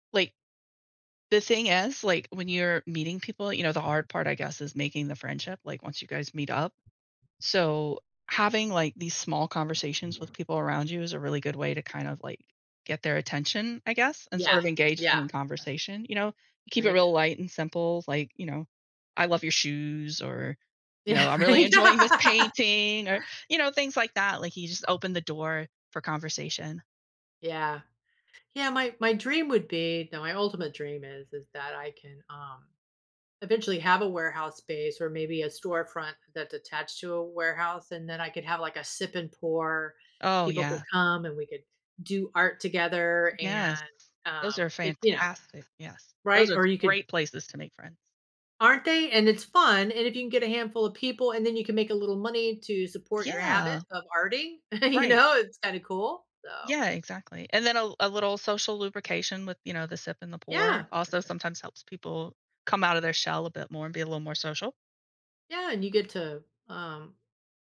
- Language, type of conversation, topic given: English, advice, How can I make new friends as an adult when I'm shy and have limited free time?
- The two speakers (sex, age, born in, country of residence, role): female, 45-49, United States, United States, advisor; female, 60-64, United States, United States, user
- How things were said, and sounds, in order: other background noise; "Right" said as "reeght"; laughing while speaking: "Yeah, right"; laugh; chuckle; laughing while speaking: "you know"